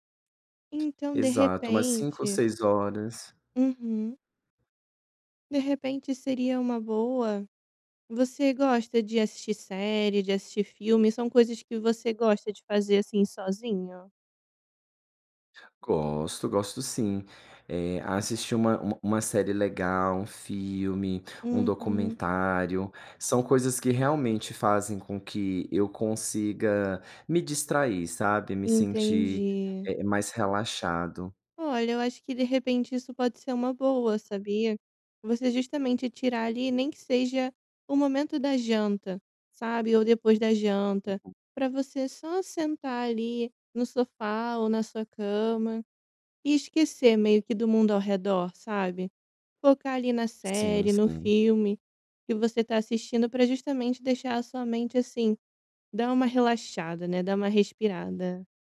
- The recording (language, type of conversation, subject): Portuguese, advice, Como posso relaxar em casa depois de um dia cansativo?
- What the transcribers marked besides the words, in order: other background noise